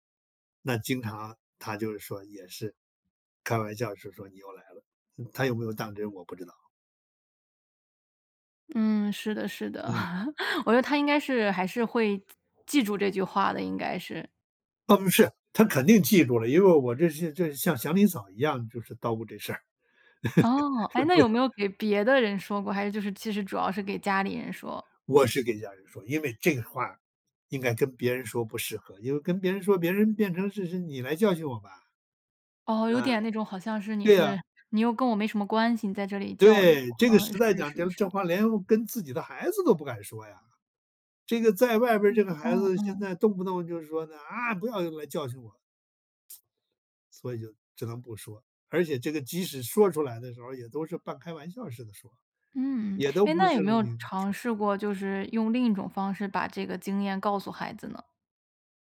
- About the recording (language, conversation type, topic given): Chinese, podcast, 有没有哪个陌生人说过的一句话，让你记了一辈子？
- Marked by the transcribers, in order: laugh; tapping; tsk; laugh; unintelligible speech; put-on voice: "啊"; other background noise